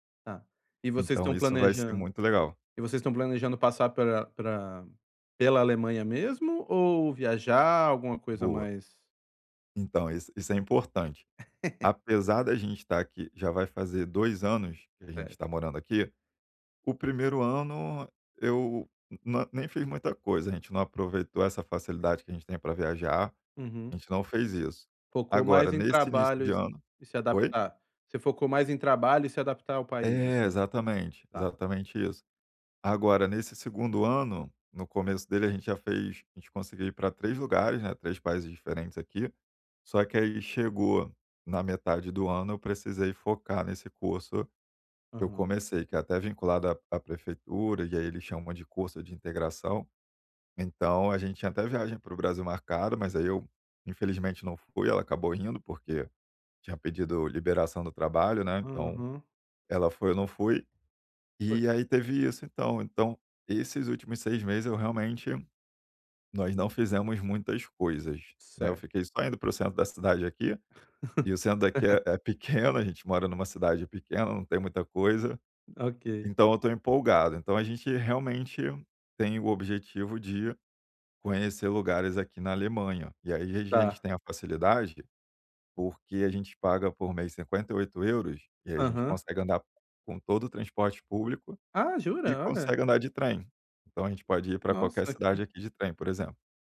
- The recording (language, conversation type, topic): Portuguese, advice, Como posso equilibrar melhor as atividades de lazer e o descanso nos fins de semana?
- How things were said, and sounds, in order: laugh; laugh